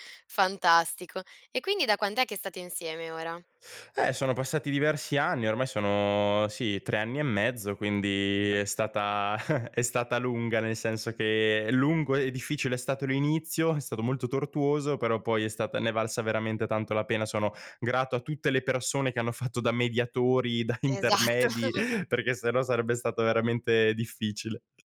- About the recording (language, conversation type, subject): Italian, podcast, Qual è stato il tuo primo amore o una storia d’amore che ricordi come davvero memorabile?
- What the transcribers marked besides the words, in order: chuckle; laughing while speaking: "Esatto"; laughing while speaking: "da"; chuckle; other background noise